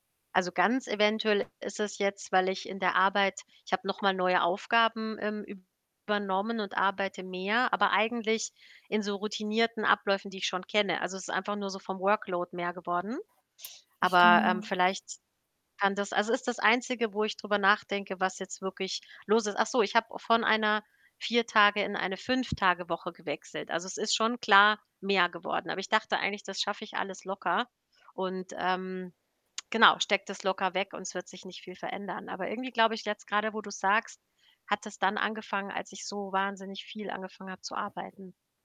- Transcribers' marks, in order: tapping; distorted speech; in English: "Workload"; static; other background noise
- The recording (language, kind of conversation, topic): German, advice, Warum wache ich nachts ständig ohne erkennbaren Grund auf?